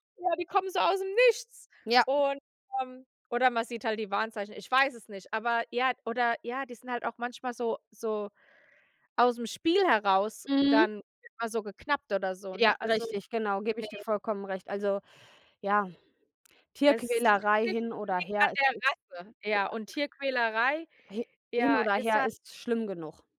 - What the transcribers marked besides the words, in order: unintelligible speech
- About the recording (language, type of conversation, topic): German, unstructured, Wie sollte man mit Tierquälerei in der Nachbarschaft umgehen?